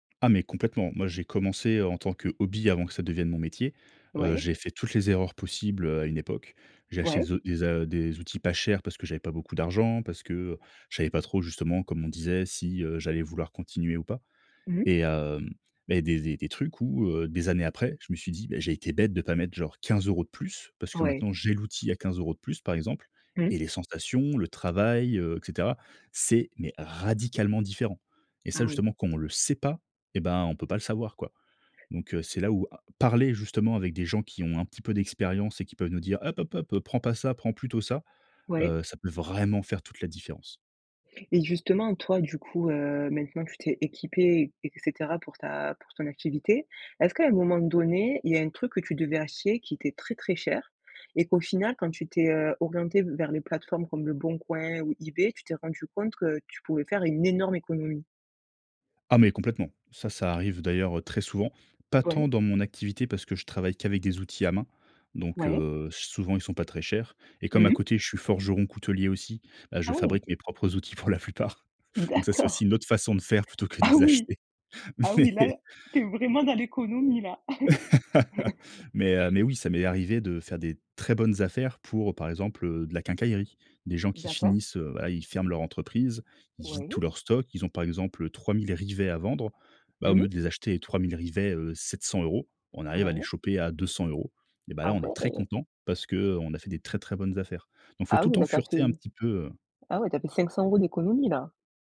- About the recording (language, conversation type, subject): French, podcast, Quel matériel de base recommandes-tu pour commencer sans te ruiner ?
- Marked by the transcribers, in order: other background noise; stressed: "j'ai"; stressed: "radicalement"; stressed: "sait pas"; stressed: "parler"; stressed: "vraiment"; stressed: "énorme"; laughing while speaking: "pour la plupart"; laughing while speaking: "D'accord"; laughing while speaking: "Ah oui"; laughing while speaking: "plutôt que de les acheter. Mais"; laugh; chuckle; stressed: "rivets"